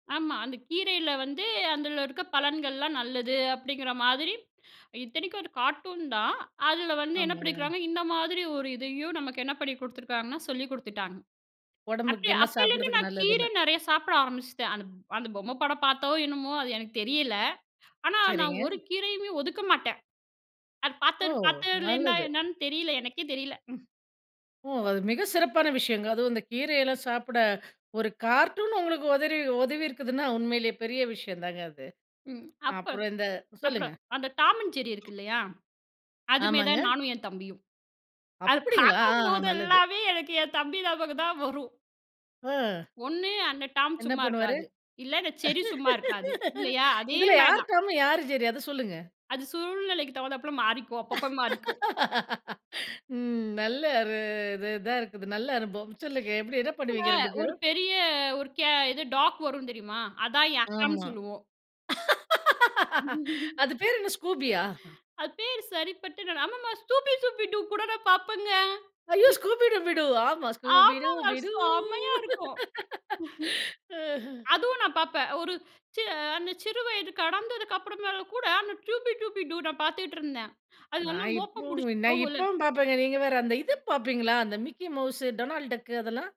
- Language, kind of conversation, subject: Tamil, podcast, உங்கள் குழந்தைப் பருவத்தில் உங்களுக்கு மிகவும் பிடித்த தொலைக்காட்சி நிகழ்ச்சி எது?
- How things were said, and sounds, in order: other noise; laughing while speaking: "பார்க்கும்போதேல்லாமே"; laugh; laugh; in English: "டாக்"; laugh; chuckle; singing: "ஸ்கூபி டூபி டூ"; laugh